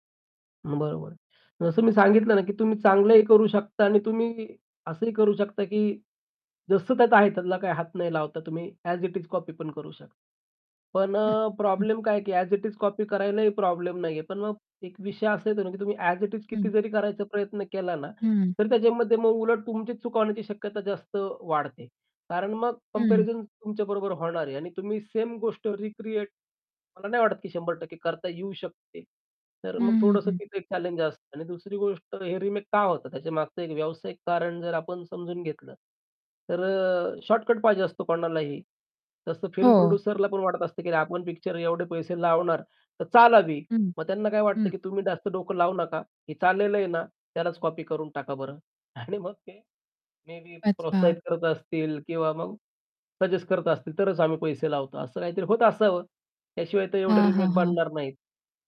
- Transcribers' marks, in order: static; in English: "अ‍ॅज इट इज"; in English: "अ‍ॅज इट इज"; in English: "अ‍ॅज इट इज"; laughing while speaking: "आणि"; distorted speech
- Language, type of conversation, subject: Marathi, podcast, रिमेक आणि पुनरारंभाबद्दल तुमचं मत काय आहे?